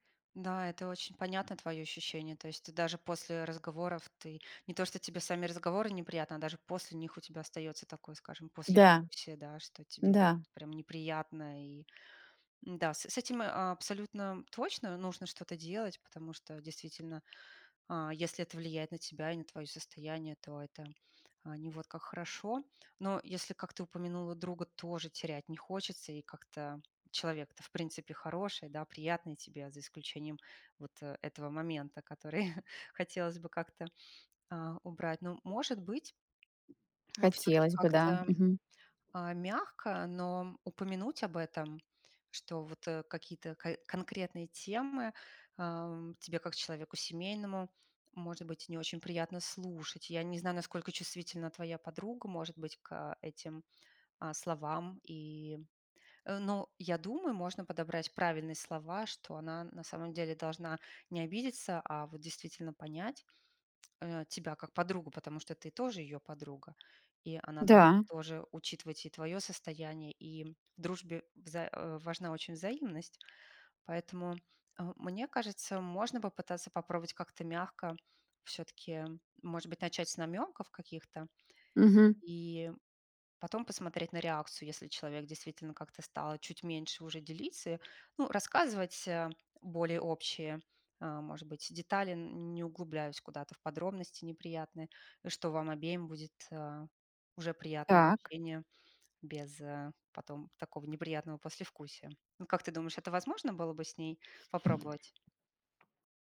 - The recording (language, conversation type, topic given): Russian, advice, С какими трудностями вы сталкиваетесь при установлении личных границ в дружбе?
- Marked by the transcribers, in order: tapping; laughing while speaking: "который"